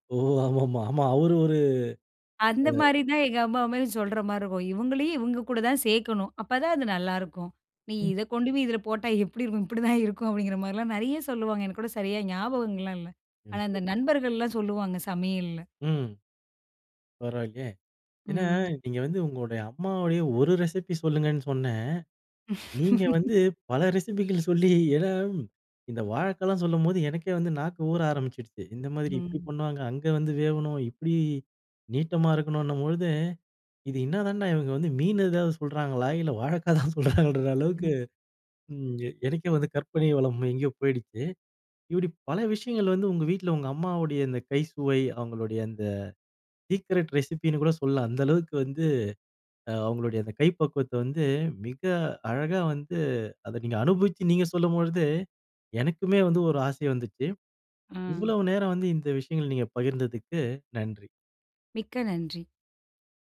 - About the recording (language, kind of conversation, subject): Tamil, podcast, அம்மாவின் குறிப்பிட்ட ஒரு சமையல் குறிப்பை பற்றி சொல்ல முடியுமா?
- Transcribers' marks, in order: joyful: "அந்த மாரி தான் எங்க அம்மாவுமே … அப்பதான் அது நல்லாருக்கும்"; snort; unintelligible speech; in English: "ரெசிப்பி"; in English: "ரெசிப்பிகள்"; snort; chuckle; laughing while speaking: "இல்ல வாழைக்காய் தான் சொல்றாங்களான்ற"; in English: "சீக்ரெட் ரெசிபி"